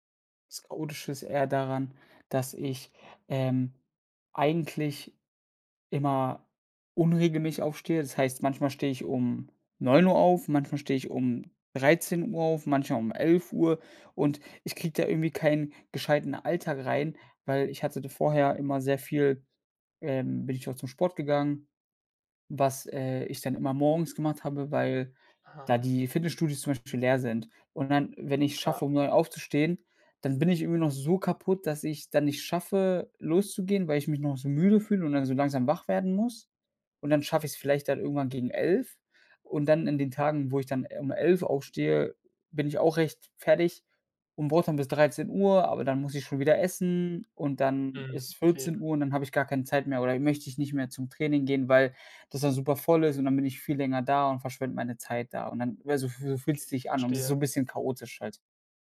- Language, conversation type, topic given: German, advice, Wie kann ich eine feste Morgen- oder Abendroutine entwickeln, damit meine Tage nicht mehr so chaotisch beginnen?
- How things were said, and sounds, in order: none